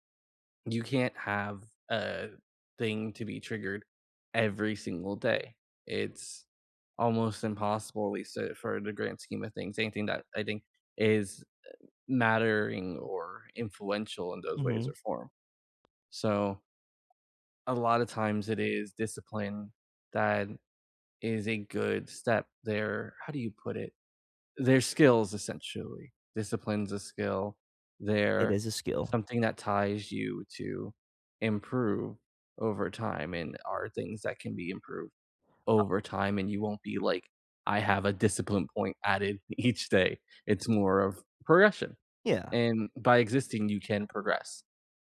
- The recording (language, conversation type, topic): English, unstructured, What small step can you take today toward your goal?
- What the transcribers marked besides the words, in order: tapping; other background noise; laughing while speaking: "each"